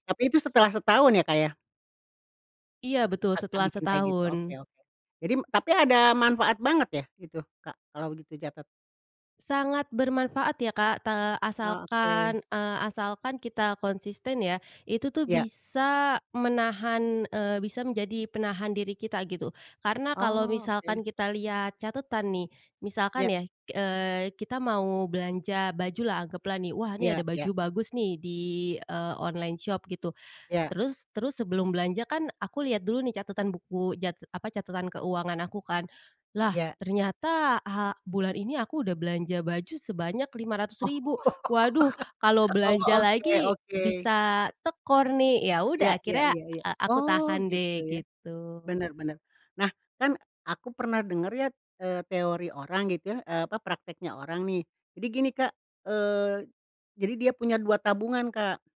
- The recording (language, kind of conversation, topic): Indonesian, podcast, Bagaimana caramu menahan godaan belanja impulsif demi menambah tabungan?
- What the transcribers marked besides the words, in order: "Jadi" said as "jadim"; "catat" said as "jatet"; tapping; in English: "shop"; laughing while speaking: "Oh"; laugh